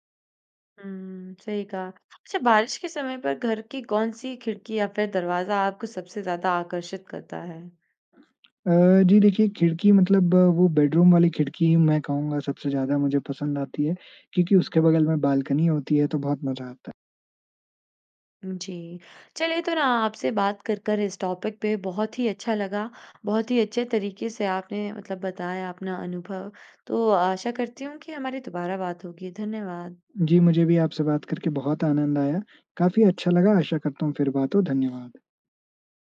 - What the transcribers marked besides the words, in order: in English: "बेडरूम"; in English: "टॉपिक"
- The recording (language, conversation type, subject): Hindi, podcast, बारिश में घर का माहौल आपको कैसा लगता है?